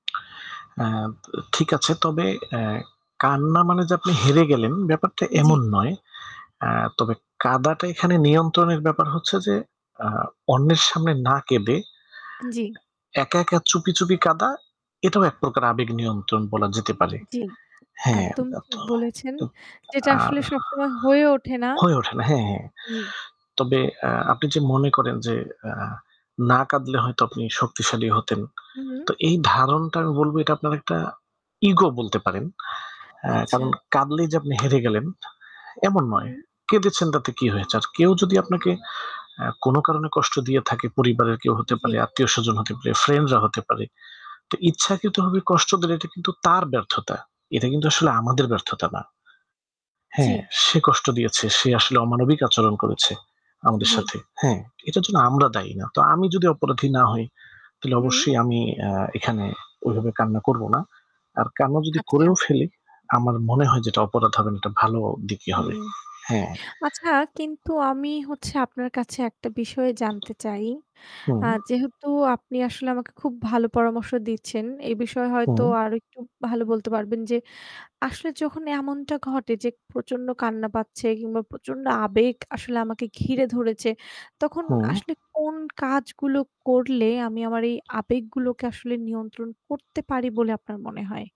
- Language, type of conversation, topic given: Bengali, unstructured, আমরা কীভাবে আমাদের আবেগ নিয়ন্ত্রণ করতে পারি?
- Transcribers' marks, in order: other background noise; static; distorted speech; "ধারণাটা" said as "ধারণটা"; background speech; mechanical hum